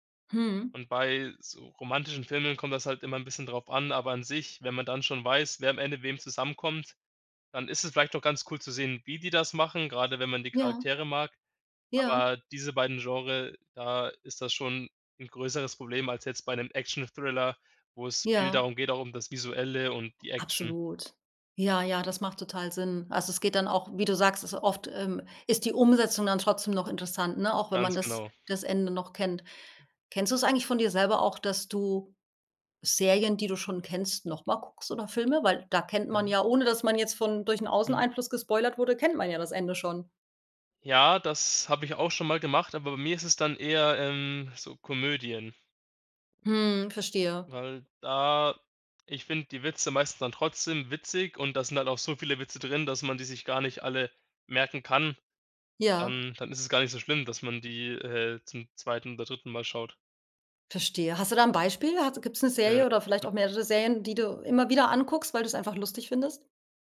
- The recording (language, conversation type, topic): German, podcast, Wie gehst du mit Spoilern um?
- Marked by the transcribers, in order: other background noise